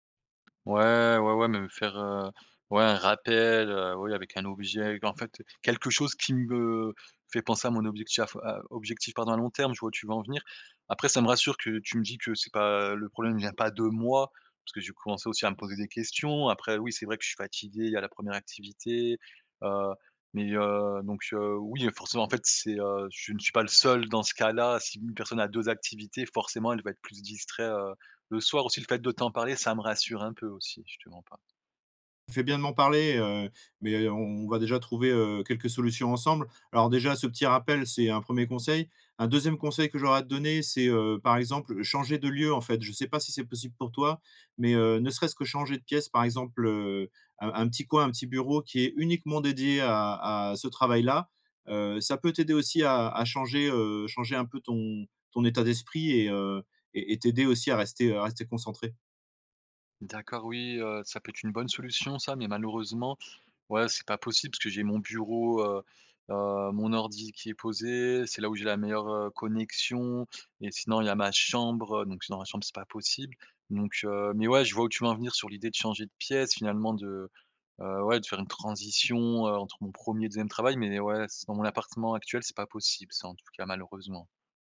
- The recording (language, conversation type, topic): French, advice, Comment puis-je réduire les notifications et les distractions numériques pour rester concentré ?
- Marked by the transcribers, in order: tapping